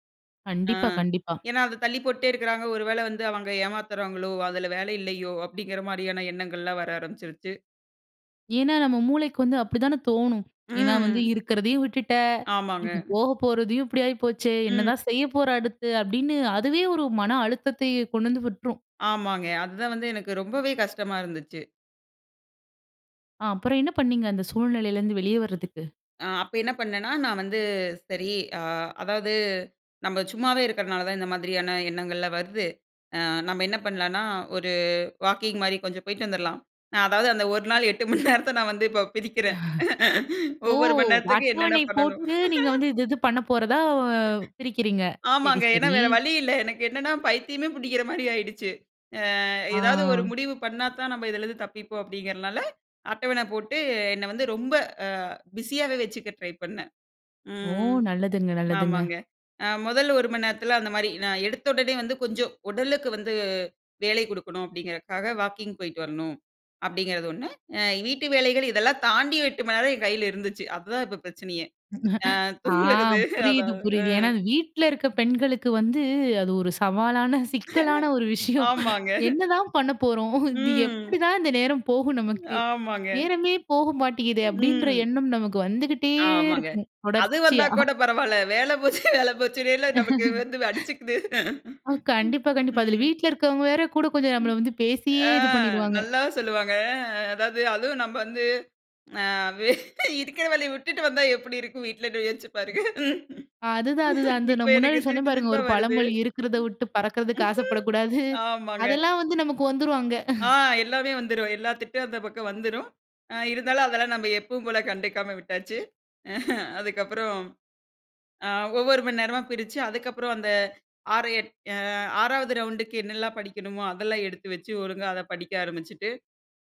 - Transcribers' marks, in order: "வருது" said as "வர்து"; laughing while speaking: "எட்டு மணி நேரத்தை நான் வந்து இப்ப பிதிக்கறேன். ஒவ்வொரு மணி நேரத்துக்கும், என்னென்ன பண்ணணும்?"; laugh; "பிரிக்கறேன்" said as "பிதிக்கறேன்"; chuckle; laughing while speaking: "ஆ"; laughing while speaking: "தூங்குறது அதான். ம்"; laughing while speaking: "சிக்கலான ஒரு விஷயம். என்ன தான் … வந்துக்கிட்டே இருக்கும், தொடர்ச்சியா"; laughing while speaking: "ஆமாங்க"; drawn out: "வந்துக்கிட்டே"; laughing while speaking: "போச்சு, வேலை போச்சுன்னேல்ல நமக்கு வந்து வ் அடிச்சுக்குது. ம்"; laugh; other background noise; laughing while speaking: "ஆ. நல்லா சொல்லுவாங்க. அதாவது அதுவும் … சிரிப்பா வருது. ஆமாங்க"; laughing while speaking: "பறக்கிறதுக்கு ஆசைப்படக்கூடாது. அதெல்லாம் வந்து நமக்கு வந்துரும், அங்க"; chuckle
- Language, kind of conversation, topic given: Tamil, podcast, மனநலமும் வேலைவாய்ப்பும் இடையே சமநிலையை எப்படிப் பேணலாம்?